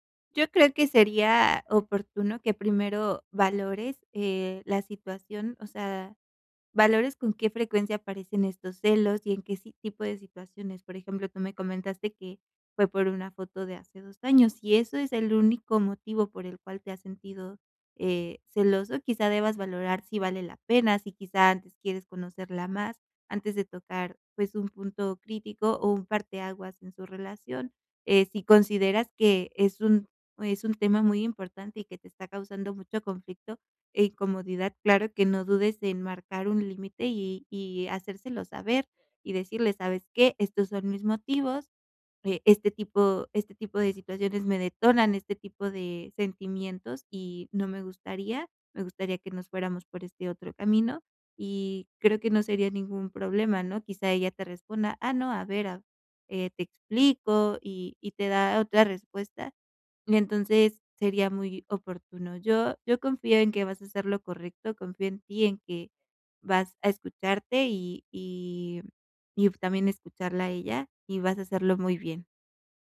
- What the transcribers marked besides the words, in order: none
- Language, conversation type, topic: Spanish, advice, ¿Qué tipo de celos sientes por las interacciones en redes sociales?